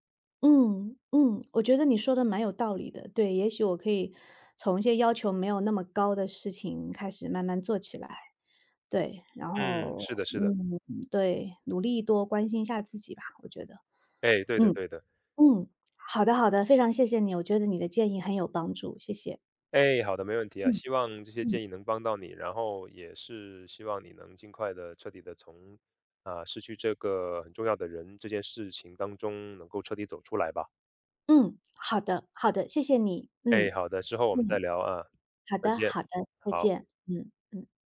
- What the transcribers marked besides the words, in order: none
- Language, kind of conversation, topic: Chinese, advice, 为什么我在经历失去或突发变故时会感到麻木，甚至难以接受？